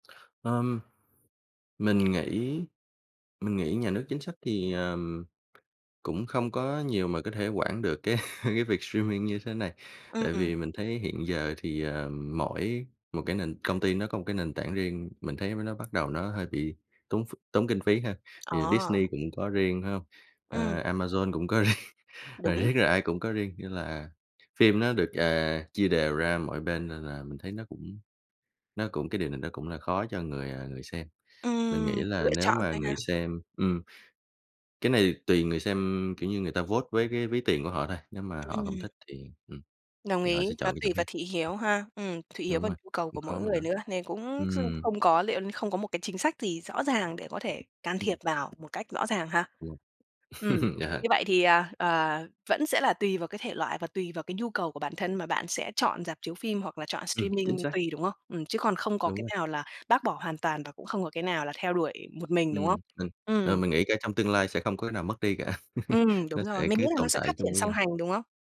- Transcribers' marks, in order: tapping; laughing while speaking: "cái"; in English: "streaming"; laughing while speaking: "riêng"; in English: "vote"; other background noise; laugh; in English: "streaming"; laugh
- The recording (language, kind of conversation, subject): Vietnamese, podcast, Bạn nghĩ tương lai của rạp chiếu phim sẽ ra sao khi xem phim trực tuyến ngày càng phổ biến?